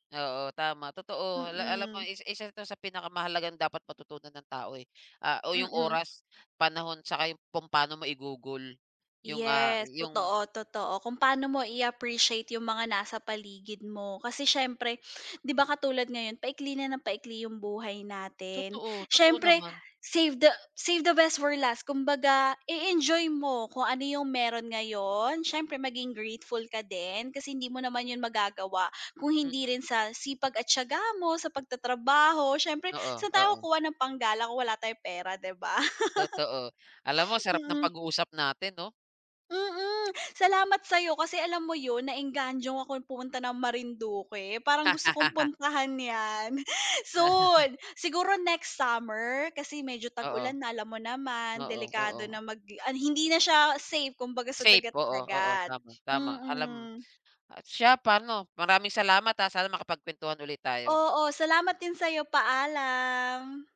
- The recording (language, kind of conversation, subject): Filipino, unstructured, Ano ang pinakatumatak mong karanasan sa paglalakbay?
- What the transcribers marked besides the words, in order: chuckle; laugh; chuckle